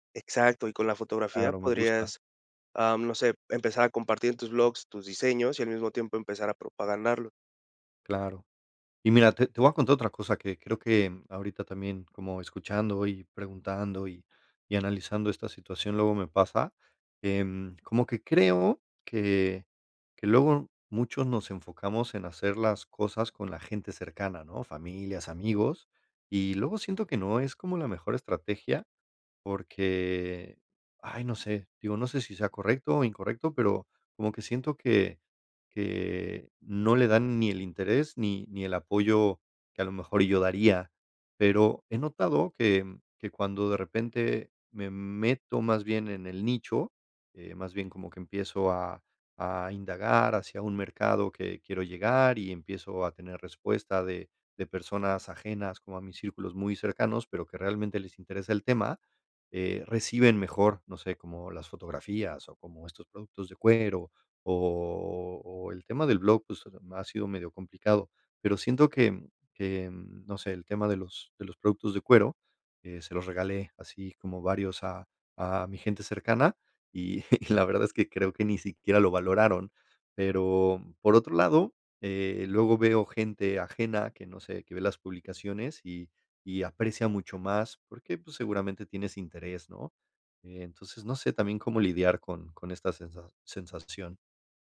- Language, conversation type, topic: Spanish, advice, ¿Cómo puedo superar el bloqueo de empezar un proyecto creativo por miedo a no hacerlo bien?
- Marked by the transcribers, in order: "propagarlo" said as "propaganarlo"; laughing while speaking: "y la verdad"